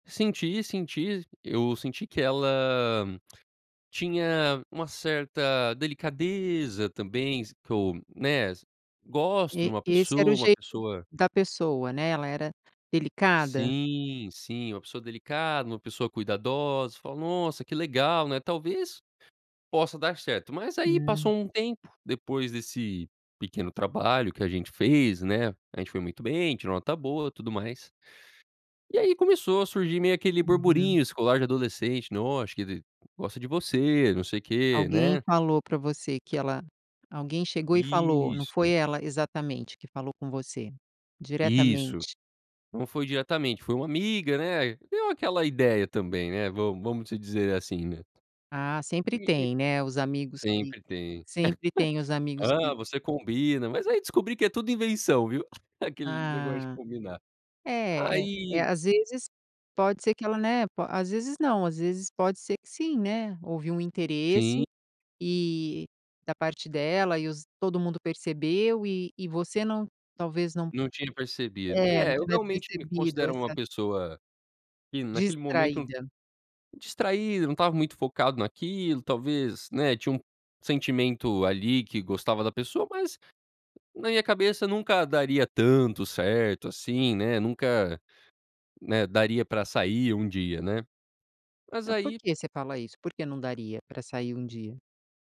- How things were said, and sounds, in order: tapping; giggle
- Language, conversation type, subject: Portuguese, podcast, Como foi a primeira vez que você se apaixonou?